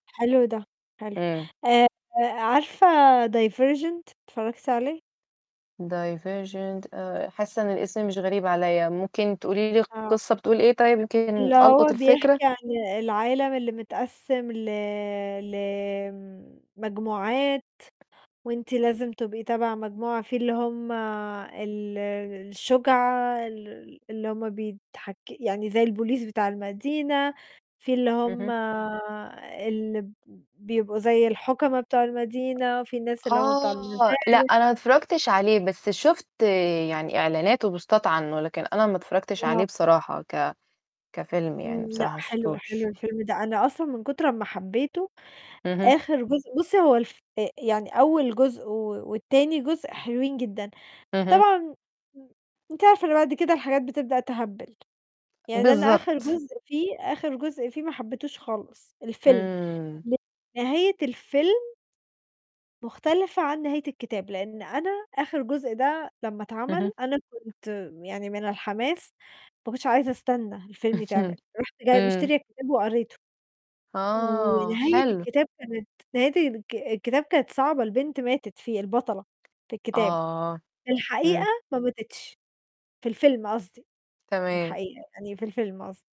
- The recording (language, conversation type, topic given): Arabic, unstructured, إيه أحسن فيلم اتفرجت عليه قريب وليه عجبك؟
- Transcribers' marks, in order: tapping; distorted speech; unintelligible speech; in English: "بوستات"; laughing while speaking: "اهم"